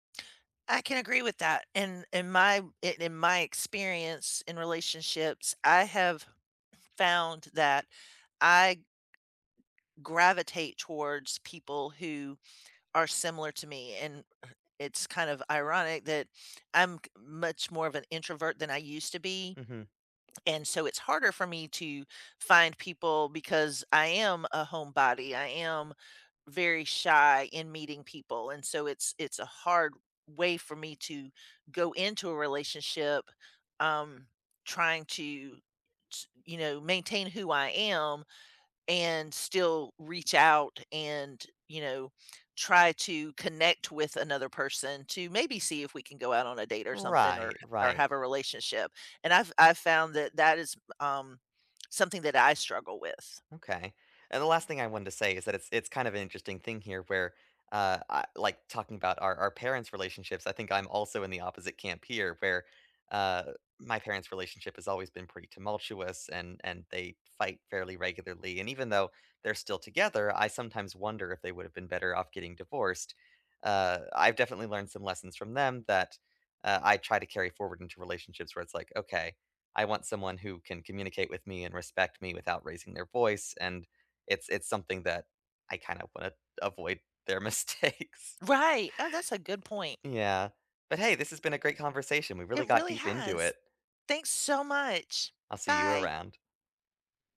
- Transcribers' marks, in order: laughing while speaking: "mistakes"
- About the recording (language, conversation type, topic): English, unstructured, What does a healthy relationship look like to you?